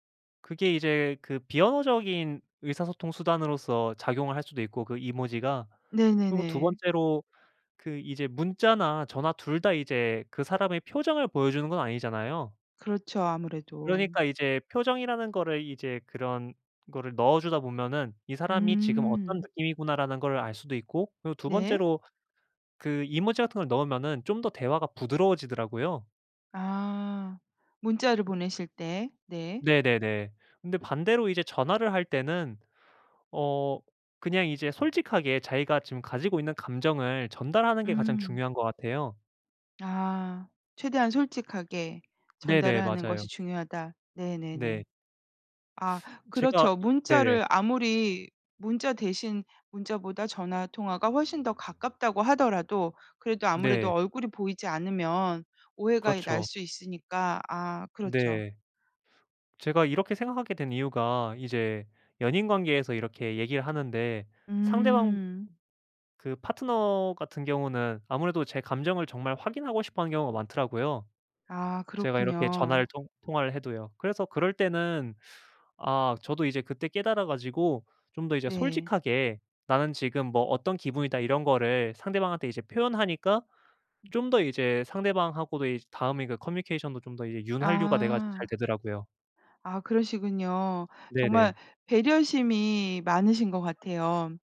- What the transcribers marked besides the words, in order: teeth sucking; other background noise
- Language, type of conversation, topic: Korean, podcast, 전화 통화보다 문자를 더 선호하시나요?